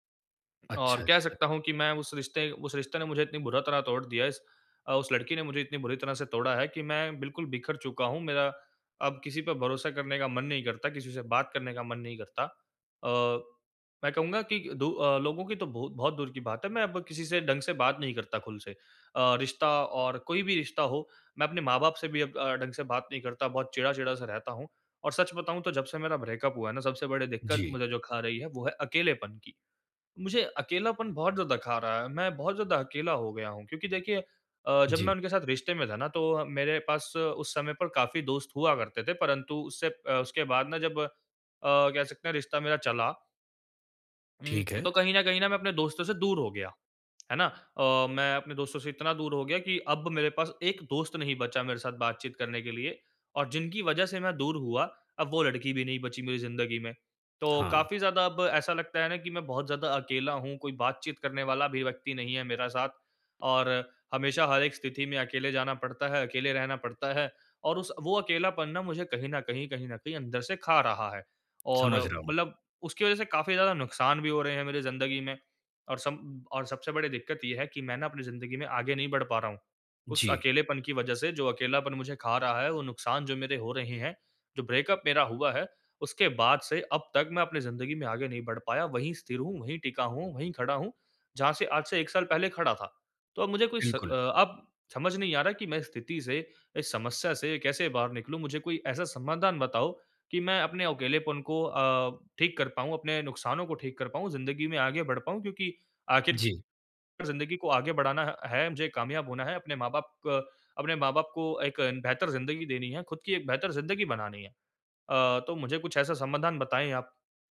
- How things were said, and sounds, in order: in English: "ब्रेकअप"; tapping; in English: "ब्रेकअप"
- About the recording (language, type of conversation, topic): Hindi, advice, मैं समर्थन कैसे खोजूँ और अकेलेपन को कैसे कम करूँ?